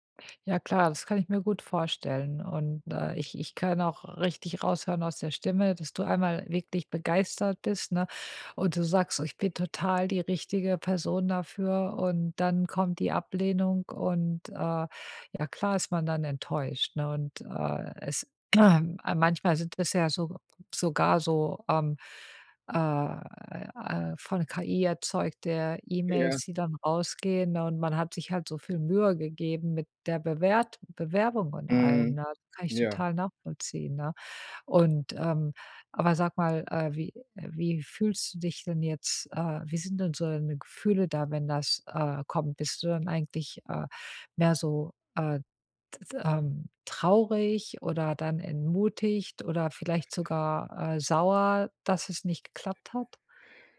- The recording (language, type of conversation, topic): German, advice, Wie kann ich konstruktiv mit Ablehnung und Zurückweisung umgehen?
- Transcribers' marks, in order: throat clearing